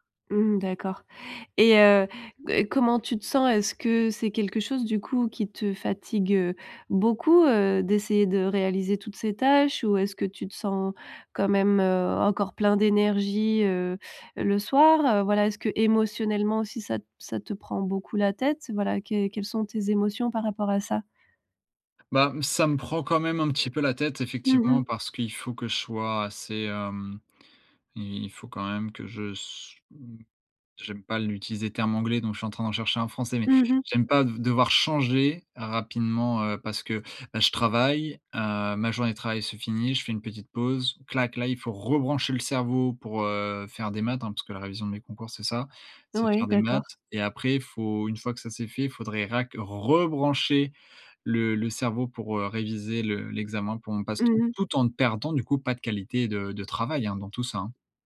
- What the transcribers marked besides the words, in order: none
- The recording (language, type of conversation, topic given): French, advice, Comment faire pour gérer trop de tâches et pas assez d’heures dans la journée ?